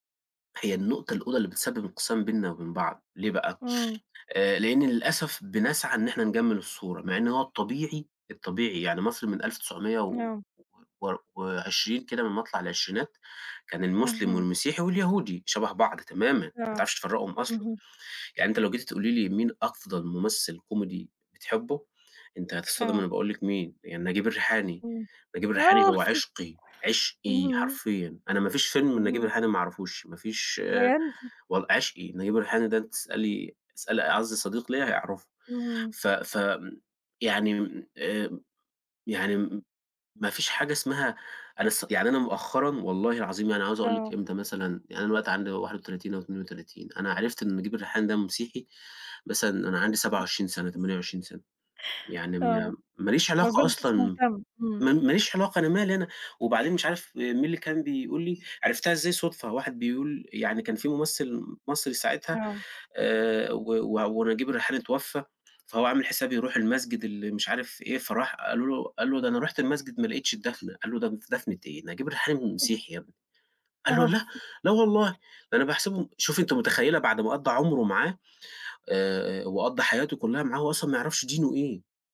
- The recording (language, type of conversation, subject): Arabic, unstructured, هل الدين ممكن يسبب انقسامات أكتر ما بيوحّد الناس؟
- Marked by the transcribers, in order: in English: "كوميدي"; laughing while speaking: "آه"; chuckle; chuckle